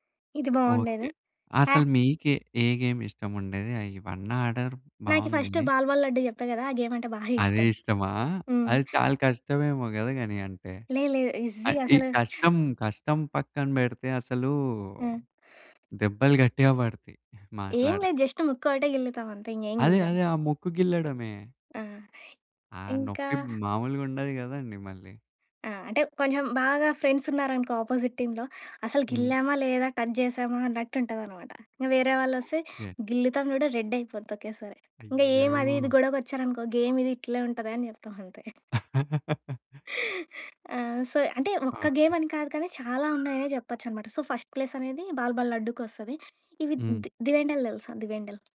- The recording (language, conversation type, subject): Telugu, podcast, చిన్నప్పట్లో మీకు అత్యంత ఇష్టమైన ఆట ఏది?
- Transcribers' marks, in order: in English: "గేమ్"; in English: "ఫస్ట్"; in English: "గేమ్"; tapping; in English: "ఈజీ"; other background noise; in English: "జస్ట్"; in English: "అపోజిట్ టీమ్‌లొ"; in English: "రెడ్"; in English: "గేమ్"; giggle; in English: "సో"; in English: "గేమ్"; in English: "సో, ఫస్ట్ ప్లేస్"